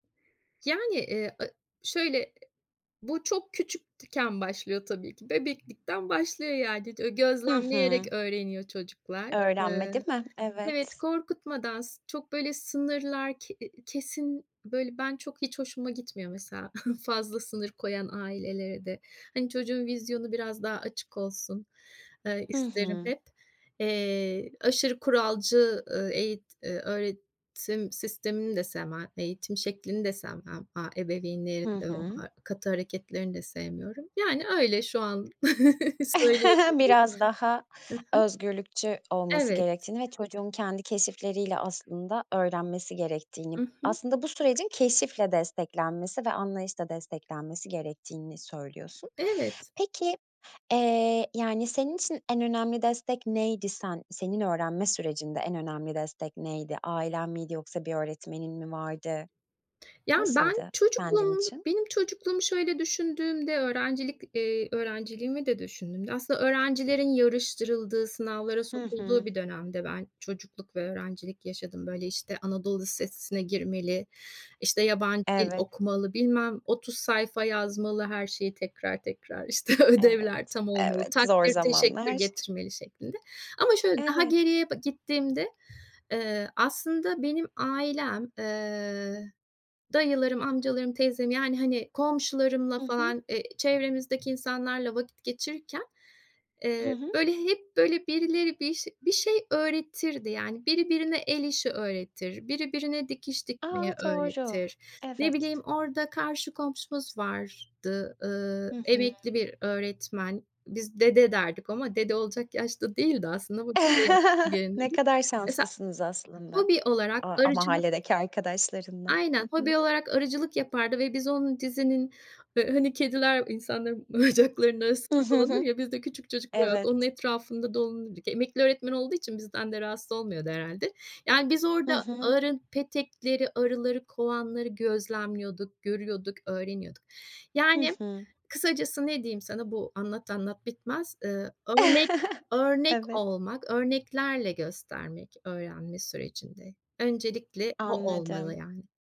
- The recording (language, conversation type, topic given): Turkish, podcast, Çocukların öğrenme sürecinde en önemli destek ne olmalıdır?
- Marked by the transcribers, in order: other background noise; tapping; chuckle; chuckle; laughing while speaking: "işte"; chuckle; unintelligible speech; laughing while speaking: "bacaklarının"; chuckle; chuckle